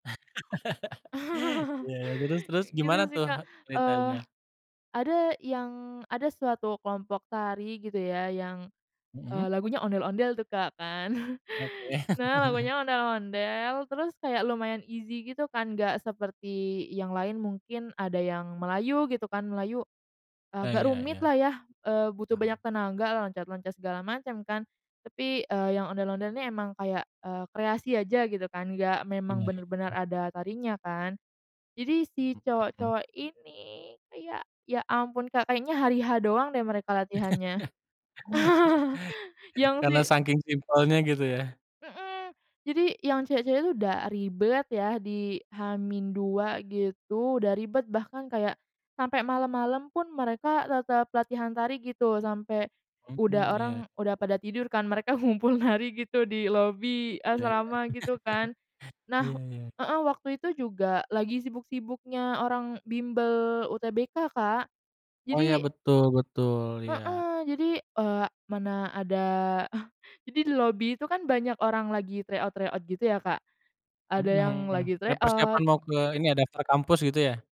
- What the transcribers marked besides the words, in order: laugh; chuckle; laugh; in English: "easy"; put-on voice: "ini"; laugh; laugh; other background noise; laughing while speaking: "ngumpul"; laugh; chuckle; in English: "tryout-tryout"; in English: "tryout"
- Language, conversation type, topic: Indonesian, podcast, Apa pengalaman belajar paling berkesan yang kamu alami waktu sekolah, dan bagaimana ceritanya?
- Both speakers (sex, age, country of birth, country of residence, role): female, 18-19, Indonesia, Indonesia, guest; male, 30-34, Indonesia, Indonesia, host